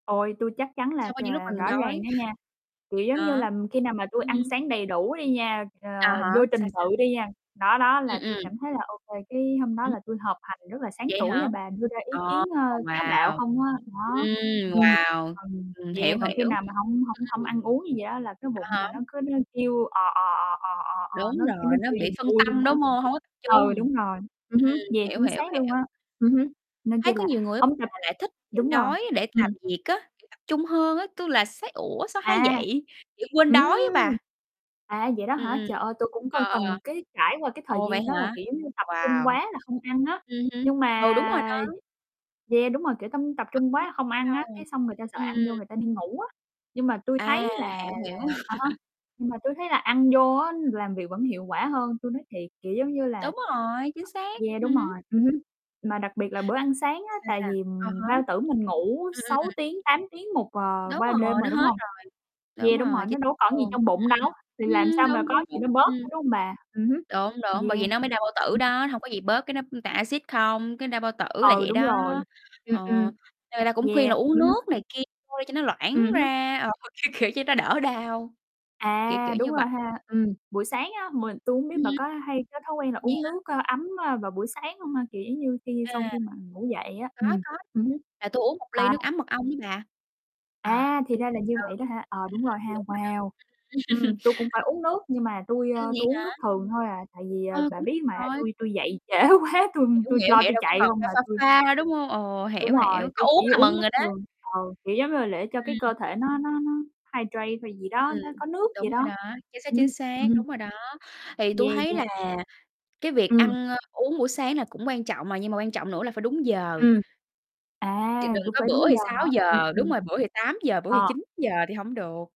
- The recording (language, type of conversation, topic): Vietnamese, unstructured, Bạn thường ăn những món gì vào bữa sáng để giữ cơ thể khỏe mạnh?
- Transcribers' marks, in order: other background noise; tapping; distorted speech; unintelligible speech; mechanical hum; unintelligible speech; unintelligible speech; laugh; laughing while speaking: "Ờ, kiểu, kiểu"; unintelligible speech; chuckle; laughing while speaking: "trễ quá, tui"; in English: "hydrate"